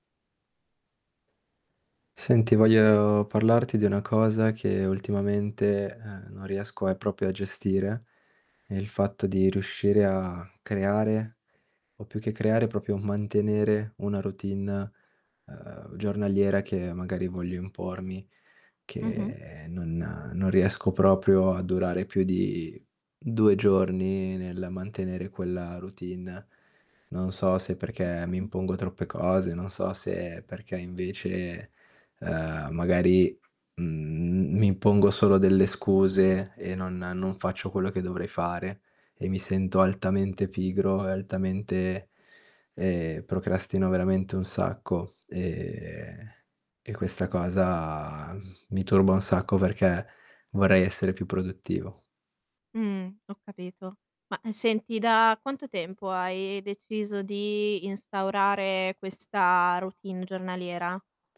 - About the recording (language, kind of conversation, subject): Italian, advice, Quali difficoltà incontri nel creare e mantenere una routine giornaliera efficace?
- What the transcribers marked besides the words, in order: "voglio" said as "vogliao"; "proprio" said as "propio"; static; distorted speech; exhale